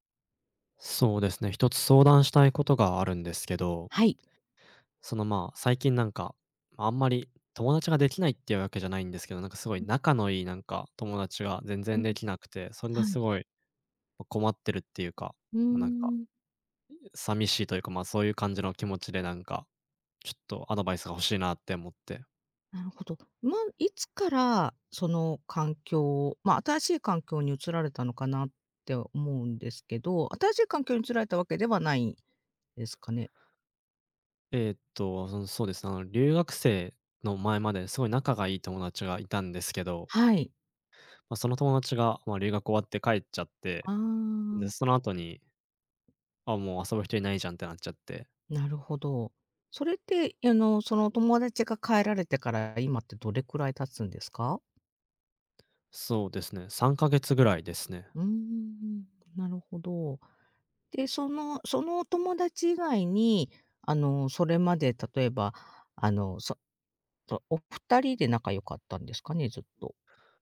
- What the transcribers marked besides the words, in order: other background noise
- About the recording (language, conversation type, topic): Japanese, advice, 新しい環境で友達ができず、孤独を感じるのはどうすればよいですか？